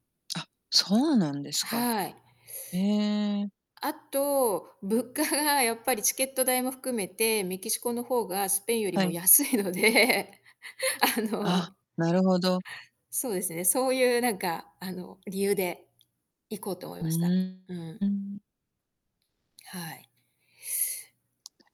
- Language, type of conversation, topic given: Japanese, podcast, 旅を通して学んだいちばん大きなことは何ですか？
- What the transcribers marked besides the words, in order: laughing while speaking: "物価が"; laughing while speaking: "安いので、あの"; distorted speech; tapping